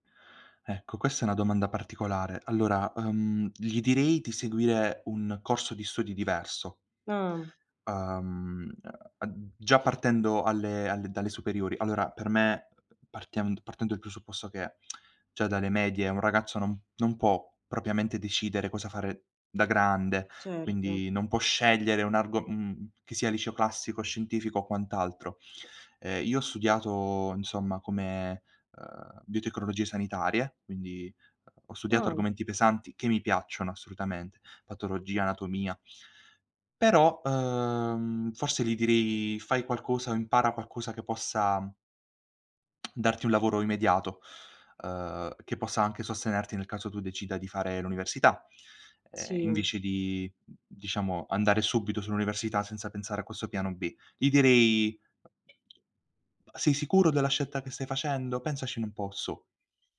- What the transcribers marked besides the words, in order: tsk; "propriamente" said as "propiamente"; other noise; tongue click; other background noise; "Pensaci" said as "pensacini"
- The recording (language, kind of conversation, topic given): Italian, podcast, Quale consiglio daresti al tuo io più giovane?